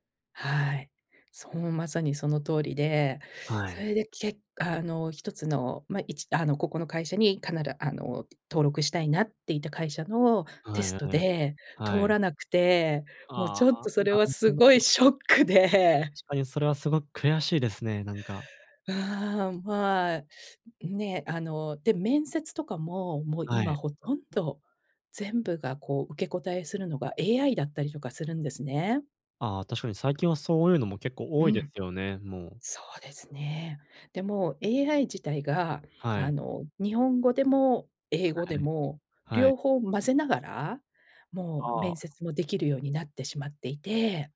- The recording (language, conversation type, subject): Japanese, advice, 失敗した後に自信を取り戻す方法は？
- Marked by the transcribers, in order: other background noise